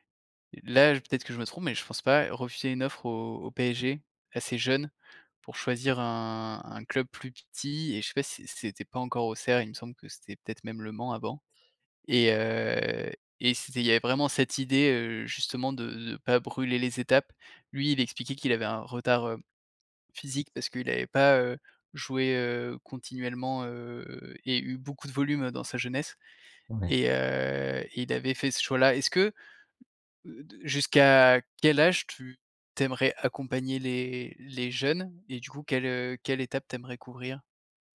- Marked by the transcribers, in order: none
- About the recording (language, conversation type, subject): French, podcast, Peux-tu me parler d’un projet qui te passionne en ce moment ?